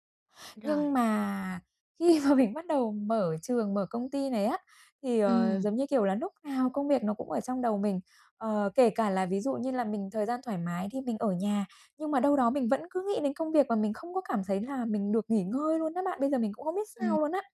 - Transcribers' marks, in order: laughing while speaking: "khi mà"
- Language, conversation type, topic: Vietnamese, advice, Làm sao để bạn thực sự nghỉ ngơi thoải mái ở nhà?